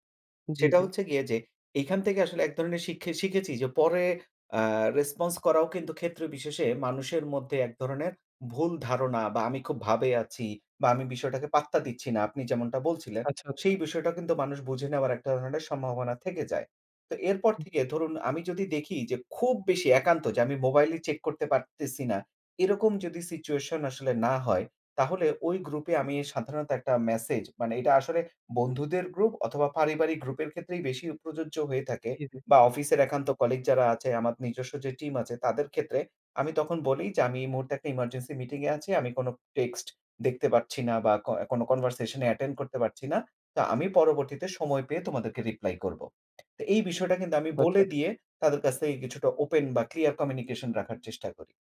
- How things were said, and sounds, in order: in English: "রেসপন্স"; other background noise; in English: "কনভারসেশন"; tapping; in English: "ক্লিয়ার কমিউনিকেশন"
- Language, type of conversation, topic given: Bengali, podcast, গ্রুপ চ্যাটে কখন চুপ থাকবেন, আর কখন কথা বলবেন?